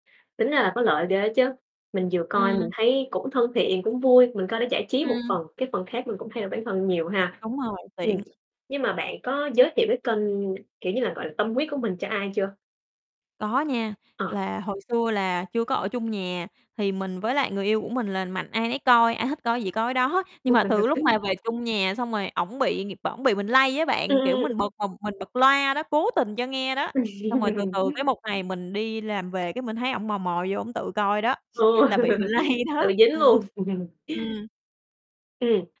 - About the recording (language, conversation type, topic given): Vietnamese, podcast, Bạn có kênh YouTube hoặc người phát trực tiếp nào ưa thích không, và vì sao?
- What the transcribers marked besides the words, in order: distorted speech; other background noise; tapping; unintelligible speech; laughing while speaking: "đó, nhưng mà"; unintelligible speech; laugh; laugh; chuckle; laughing while speaking: "lây đó"; laugh